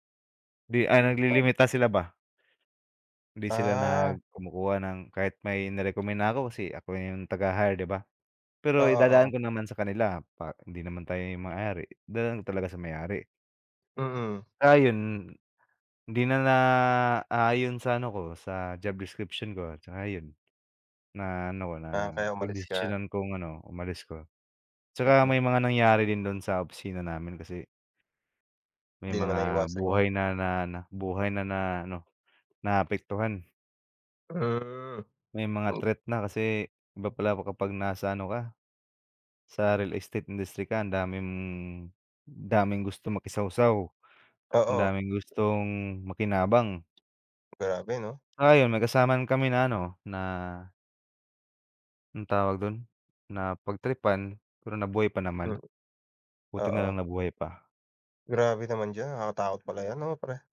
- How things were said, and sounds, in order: tapping; drawn out: "Hmm"
- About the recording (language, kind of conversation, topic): Filipino, unstructured, Mas pipiliin mo bang magtrabaho sa opisina o sa bahay?
- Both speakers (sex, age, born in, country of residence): male, 25-29, Philippines, Philippines; male, 30-34, Philippines, Philippines